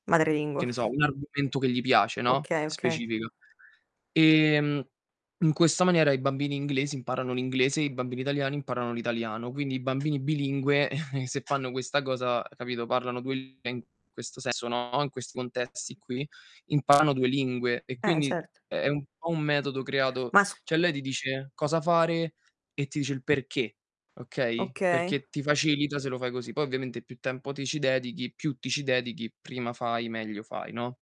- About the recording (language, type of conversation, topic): Italian, unstructured, Qual è la tua paura più grande quando impari qualcosa di nuovo?
- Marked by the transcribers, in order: distorted speech; other background noise; tapping; static; chuckle; mechanical hum